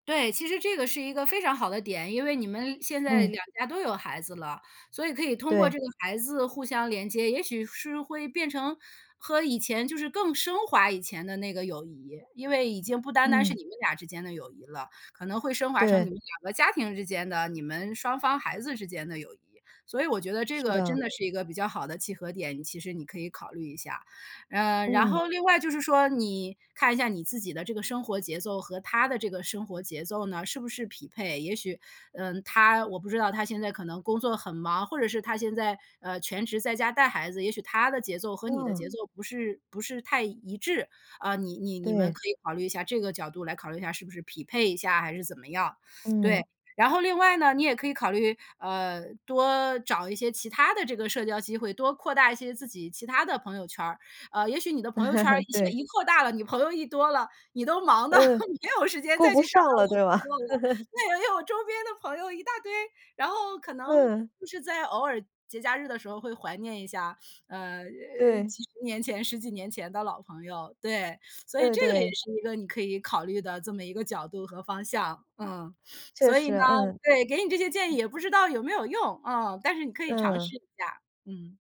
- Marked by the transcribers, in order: teeth sucking; laugh; laughing while speaking: "得没有时间再去想到 那也有周边的朋友一大堆"; laughing while speaking: "吧？"; laugh; unintelligible speech; sniff
- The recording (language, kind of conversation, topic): Chinese, advice, 如何面对因距离或生活变化而逐渐疏远的友情？